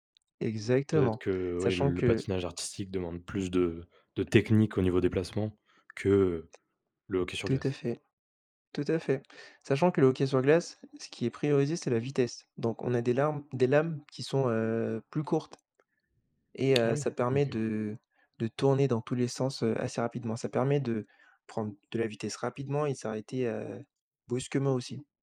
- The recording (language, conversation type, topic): French, podcast, Quelles astuces recommandes-tu pour progresser rapidement dans un loisir ?
- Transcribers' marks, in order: stressed: "technique"; tapping